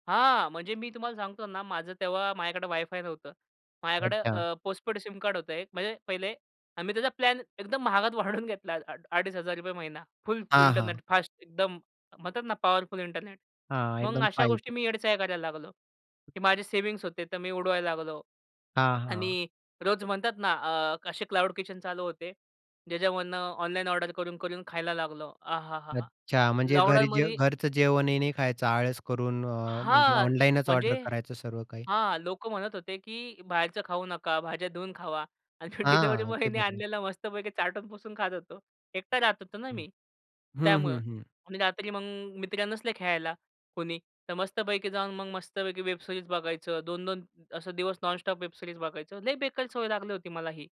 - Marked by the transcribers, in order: laughing while speaking: "वाढवून घेतला"; in English: "फाईव्ह जी"; tapping; other background noise; laughing while speaking: "आणि मी डिलिव्हरी बॉयनी आणलेला मस्तपैकी चाटून-पुसून खात होतो"; other noise; in English: "वेबसिरीज"; in English: "वेबसिरीज"
- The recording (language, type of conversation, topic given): Marathi, podcast, कुठल्या सवयी बदलल्यामुळे तुमचं आयुष्य सुधारलं, सांगाल का?